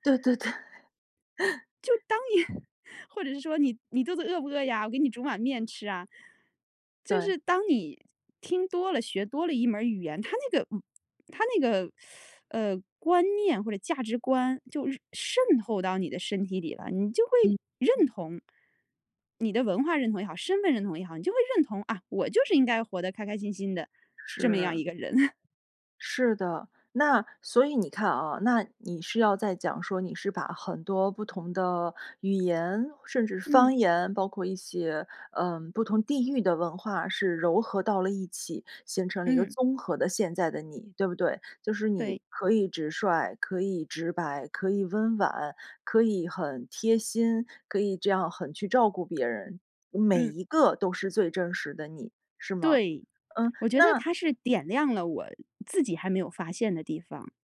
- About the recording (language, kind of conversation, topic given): Chinese, podcast, 语言在你的身份认同中起到什么作用？
- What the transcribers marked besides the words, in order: laughing while speaking: "对"; chuckle; other noise; laughing while speaking: "年"; teeth sucking; laugh